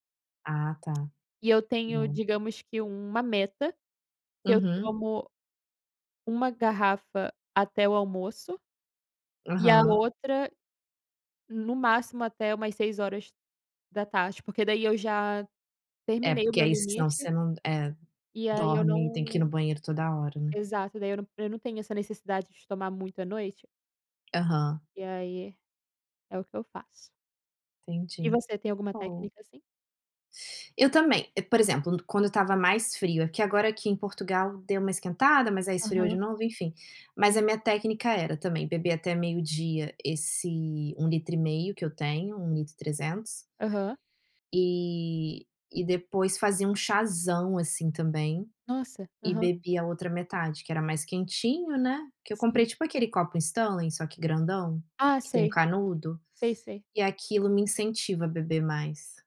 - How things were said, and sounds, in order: tapping
- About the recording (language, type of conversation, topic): Portuguese, unstructured, Qual é o seu truque para manter a energia ao longo do dia?